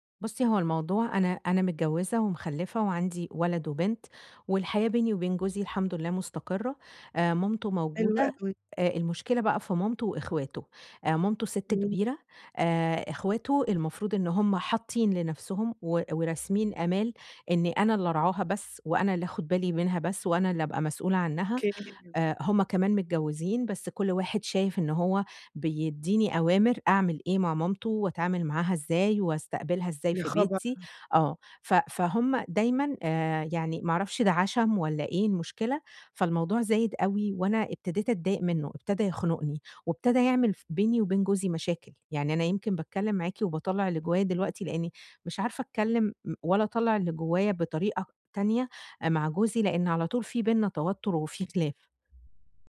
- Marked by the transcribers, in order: none
- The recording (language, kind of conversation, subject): Arabic, advice, إزاي أتعامل مع الزعل اللي جوايا وأحط حدود واضحة مع العيلة؟